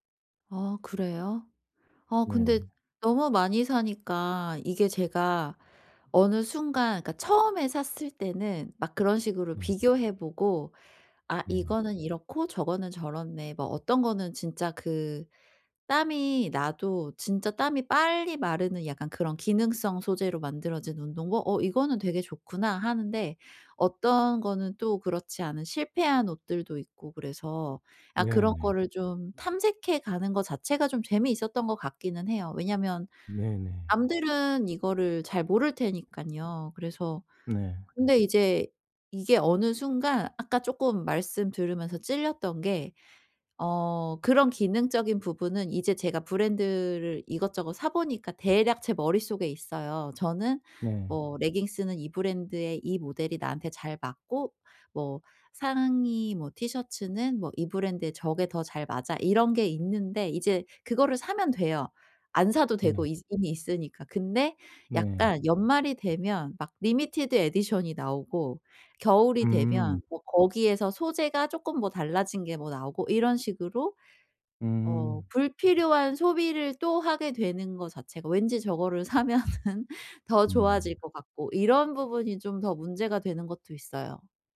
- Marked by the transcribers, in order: other background noise; tapping; laughing while speaking: "사면은"
- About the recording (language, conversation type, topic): Korean, advice, 왜 저는 물건에 감정적으로 집착하게 될까요?